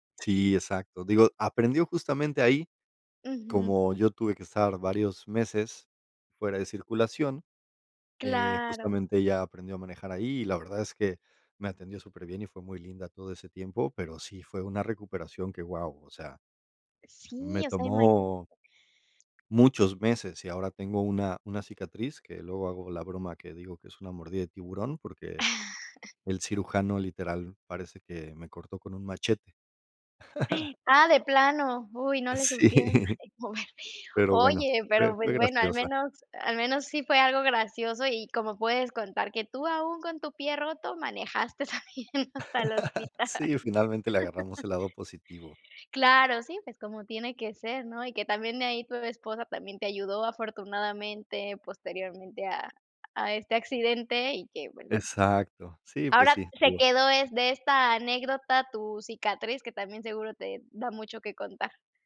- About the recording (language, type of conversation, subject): Spanish, unstructured, ¿Puedes contar alguna anécdota graciosa relacionada con el deporte?
- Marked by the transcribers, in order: tapping; other background noise; chuckle; chuckle; laughing while speaking: "Sí"; chuckle; laughing while speaking: "mover"; laughing while speaking: "manejaste también hasta el hospital"; laugh; laugh